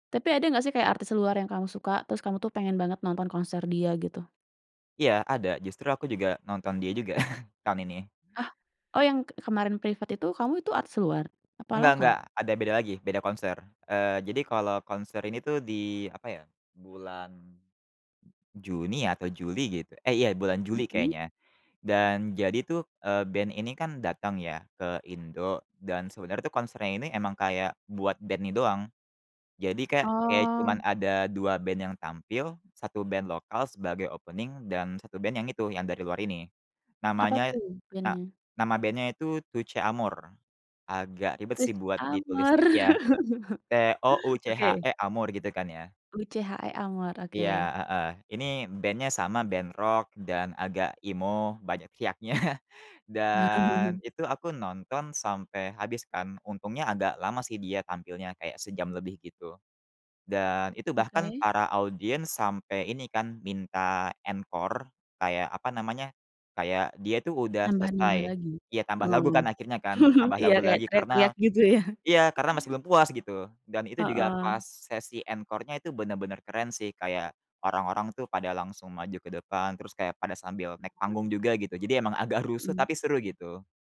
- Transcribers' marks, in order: chuckle; in English: "opening"; other background noise; chuckle; tapping; in English: "emo"; chuckle; in English: "encore"; chuckle; laughing while speaking: "ya"; in English: "encore-nya"; unintelligible speech
- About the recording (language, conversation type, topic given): Indonesian, podcast, Apa pengalaman konser paling berkesan yang pernah kamu datangi?
- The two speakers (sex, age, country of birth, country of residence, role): female, 35-39, Indonesia, Indonesia, host; male, 20-24, Indonesia, Indonesia, guest